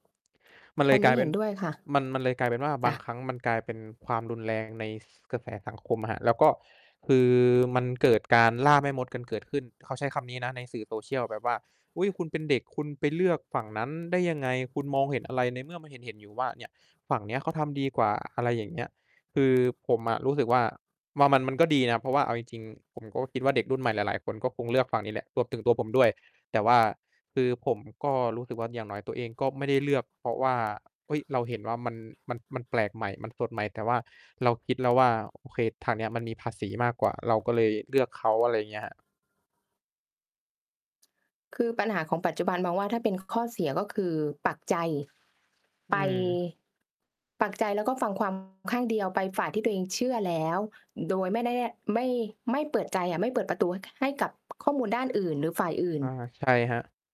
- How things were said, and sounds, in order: mechanical hum; other noise; other background noise; distorted speech
- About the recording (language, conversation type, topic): Thai, unstructured, คุณคิดว่าประชาชนควรมีส่วนร่วมทางการเมืองมากแค่ไหน?